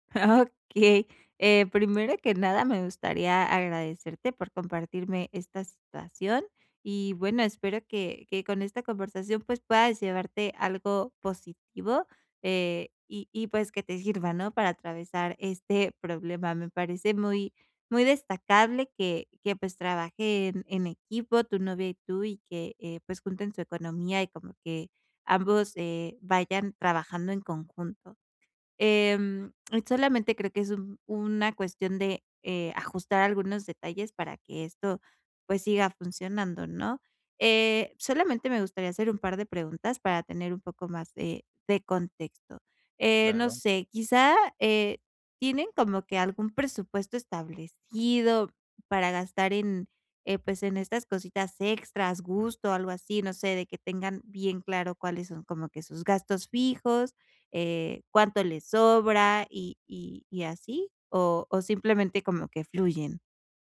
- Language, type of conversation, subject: Spanish, advice, ¿Cómo puedo comprar lo que necesito sin salirme de mi presupuesto?
- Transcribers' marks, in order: laughing while speaking: "Okey"; other background noise